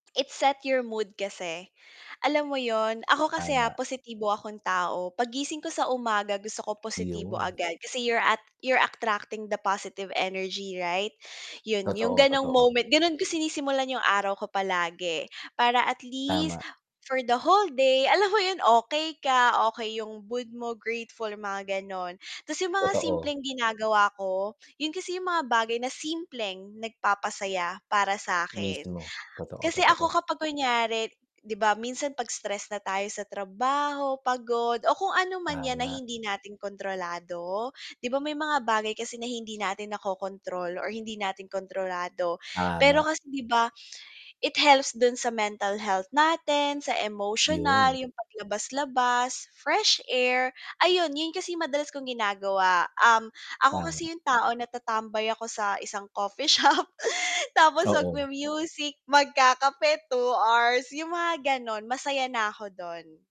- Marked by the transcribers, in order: in English: "It set your mood"; other background noise; static; in English: "you're attracting the positive energy, right?"; mechanical hum; distorted speech; tapping; background speech
- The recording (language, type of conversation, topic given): Filipino, unstructured, Ano ang mga simpleng bagay na nagpapasaya sa araw mo?